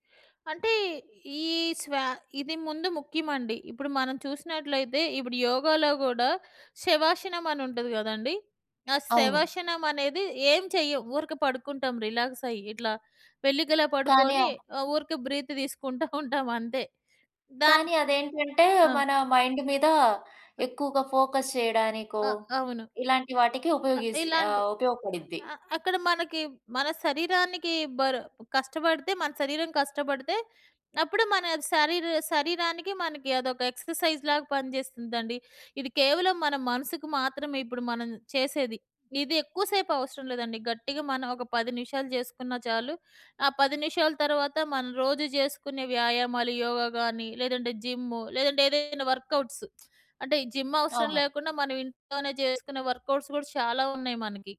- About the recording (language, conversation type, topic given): Telugu, podcast, ధ్యానం లేదా శ్వాస వ్యాయామాలు మీకు ఏ విధంగా సహాయపడ్డాయి?
- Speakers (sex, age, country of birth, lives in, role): female, 35-39, India, India, host; female, 40-44, India, India, guest
- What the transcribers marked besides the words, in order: in English: "బ్రీత్"; in English: "మైండ్"; in English: "ఫోకస్"; other background noise; in English: "ఎక్సర్‌సైజ్‌లాగా"; in English: "జిమ్"; in English: "వర్కౌట్స్"; lip smack; in English: "జిమ్"; in English: "వర్కౌట్స్"